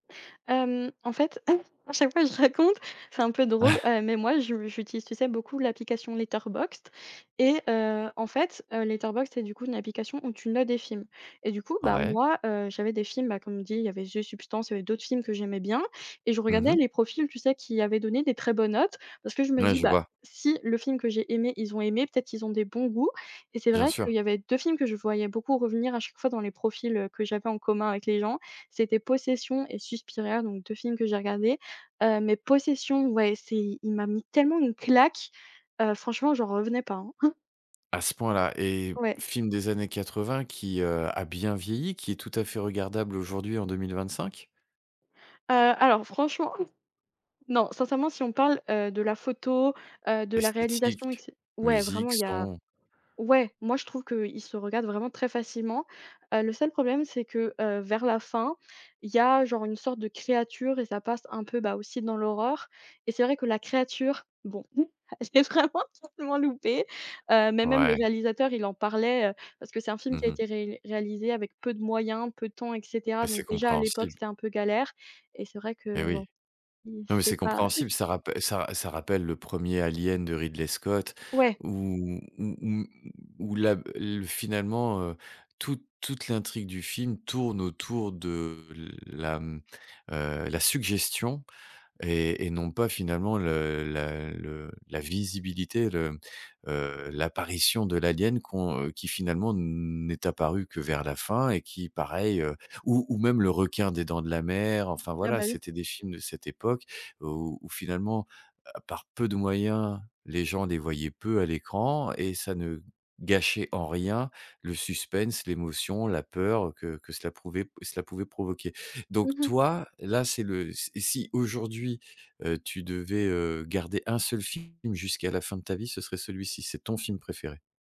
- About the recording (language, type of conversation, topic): French, podcast, Pourquoi certaines histoires de films restent-elles avec nous longtemps ?
- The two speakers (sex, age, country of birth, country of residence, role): female, 20-24, France, France, guest; male, 45-49, France, France, host
- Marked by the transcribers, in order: cough; laughing while speaking: "je raconte"; chuckle; chuckle; chuckle; chuckle; laughing while speaking: "elle est vraiment, vraiment loupée"; chuckle; stressed: "ton"